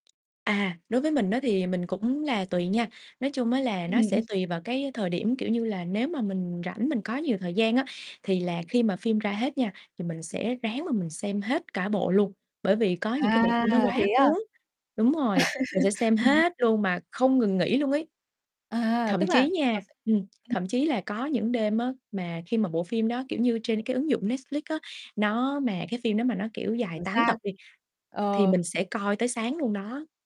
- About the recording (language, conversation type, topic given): Vietnamese, podcast, Vì sao bạn hay cày phim bộ một mạch?
- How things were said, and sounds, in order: tapping; static; laughing while speaking: "Ừm"; chuckle; other background noise; distorted speech